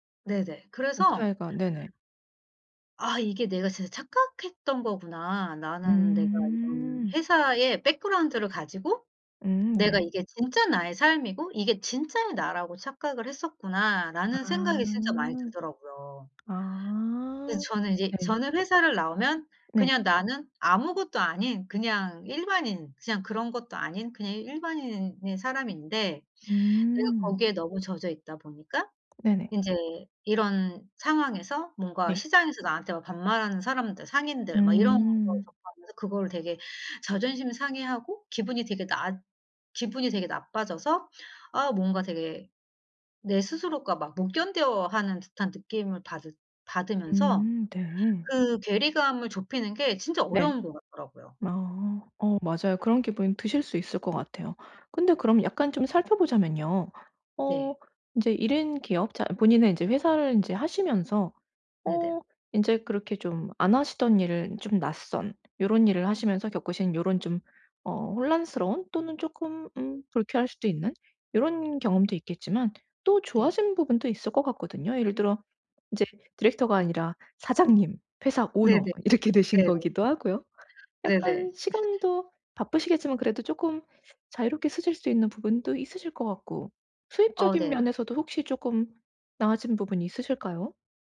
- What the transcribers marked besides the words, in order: other background noise; tapping; laughing while speaking: "이렇게"
- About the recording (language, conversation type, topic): Korean, advice, 사회적 지위 변화로 낮아진 자존감을 회복하고 정체성을 다시 세우려면 어떻게 해야 하나요?